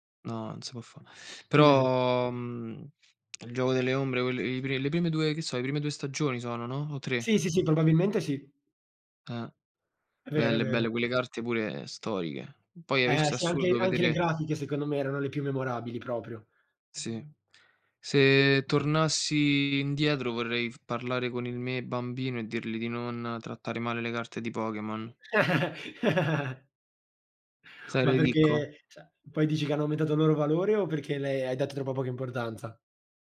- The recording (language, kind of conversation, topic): Italian, unstructured, Qual è il ricordo più bello della tua infanzia?
- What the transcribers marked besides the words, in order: other background noise; tapping; "storiche" said as "storighe"; laugh; "cioè" said as "ceh"